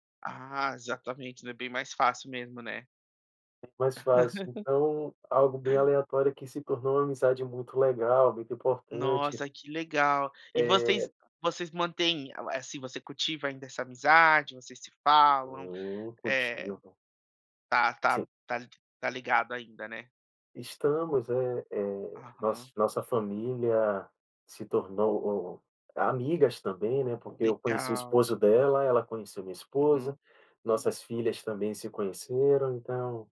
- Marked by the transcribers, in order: tapping; laugh
- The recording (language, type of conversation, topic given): Portuguese, podcast, Você teve algum encontro por acaso que acabou se tornando algo importante?